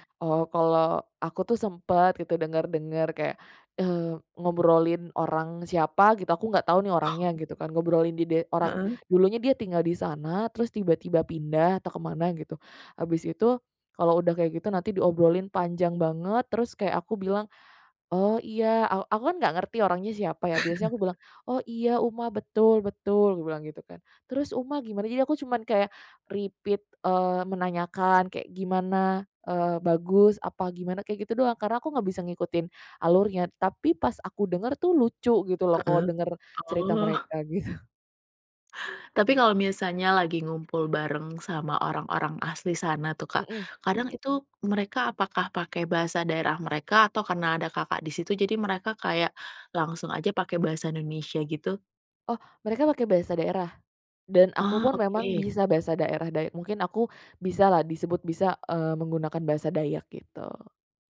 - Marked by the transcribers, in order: laughing while speaking: "Oh"; snort; in English: "repeat"; laughing while speaking: "gitu"; other background noise
- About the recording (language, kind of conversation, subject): Indonesian, podcast, Menurutmu, mengapa orang suka berkumpul di warung kopi atau lapak?